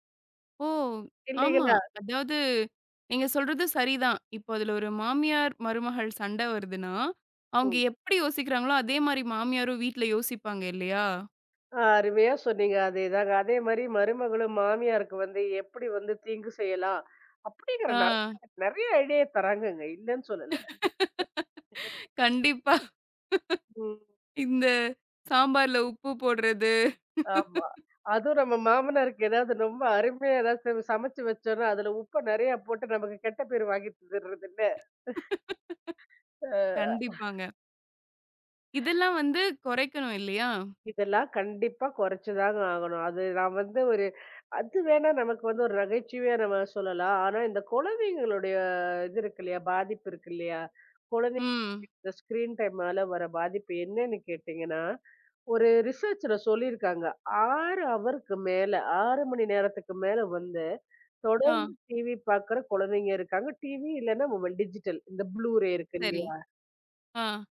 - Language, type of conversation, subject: Tamil, podcast, ஸ்கிரீன் நேரத்தை சமநிலையாக வைத்துக்கொள்ள முடியும் என்று நீங்கள் நினைக்கிறீர்களா?
- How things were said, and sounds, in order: "இல்லீங்களா" said as "இல்லீகளா"; other background noise; tapping; laughing while speaking: "கண்டிப்பா. இந்தச் சாம்பார்ல உப்பு போடுறது"; other noise; laugh; drawn out: "குழந்தைங்களுடைய"; in English: "ஸ்கிரீன் டைம்ல"; in English: "ரிசர்ச்ல"; in English: "ப்ளூ ரே"